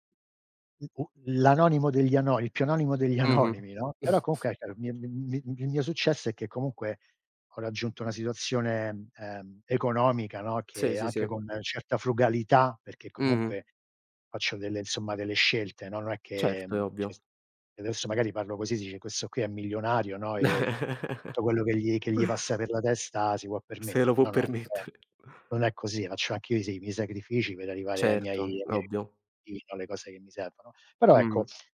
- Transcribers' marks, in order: laughing while speaking: "anonimi"; chuckle; other background noise; "cioè" said as "ceh"; chuckle; laughing while speaking: "permettere"; "cioè" said as "ceh"
- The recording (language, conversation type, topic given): Italian, unstructured, Che cosa ti fa sentire orgoglioso di te stesso?